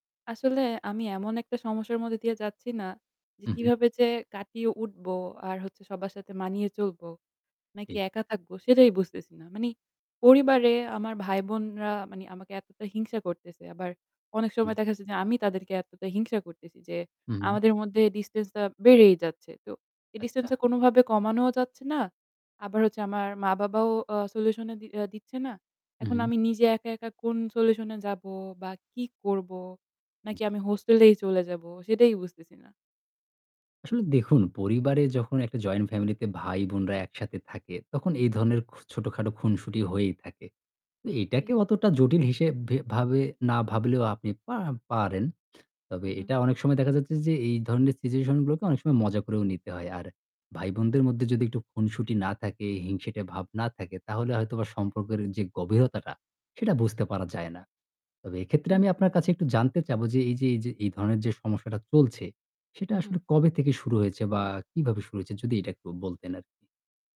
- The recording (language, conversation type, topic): Bengali, advice, পরিবারে পক্ষপাতিত্বের কারণে ভাইবোনদের মধ্যে দীর্ঘস্থায়ী বিরোধ কীভাবে তৈরি হয় এবং তা কীভাবে মেটানো যেতে পারে?
- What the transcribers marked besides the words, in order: distorted speech; in English: "ডিসট্যান্সটা"; in English: "ডিসট্যান্সটা"